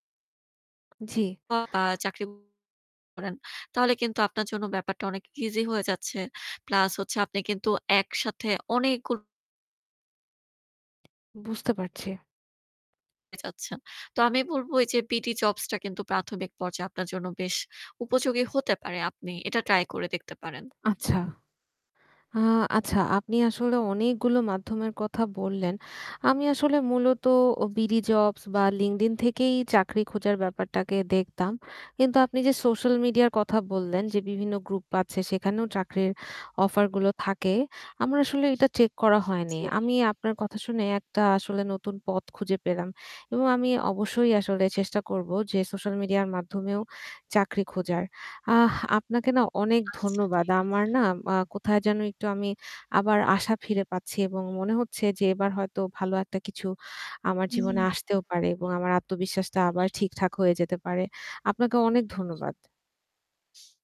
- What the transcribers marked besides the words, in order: tapping; unintelligible speech; distorted speech; static; other noise
- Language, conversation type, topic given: Bengali, advice, বড় কোনো ব্যর্থতার পর আপনি কীভাবে আত্মবিশ্বাস হারিয়ে ফেলেছেন এবং চেষ্টা থেমে গেছে তা কি বর্ণনা করবেন?